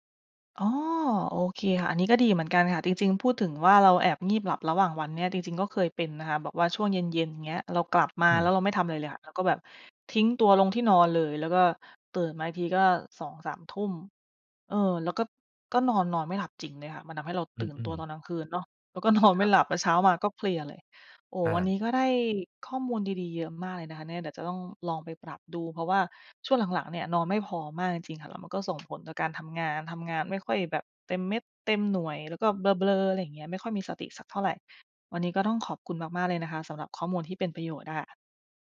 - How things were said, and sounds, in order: laughing while speaking: "นอน"; tapping
- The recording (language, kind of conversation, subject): Thai, advice, นอนไม่หลับเพราะคิดเรื่องงานจนเหนื่อยล้าทั้งวัน